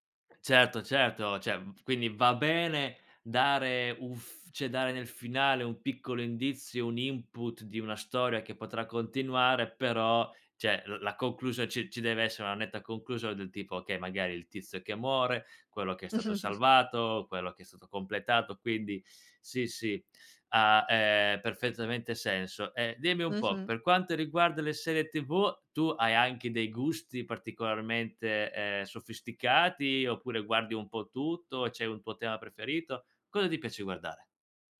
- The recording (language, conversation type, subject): Italian, podcast, Come le serie TV hanno cambiato il modo di raccontare storie?
- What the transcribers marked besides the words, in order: "cioè" said as "ceh"; chuckle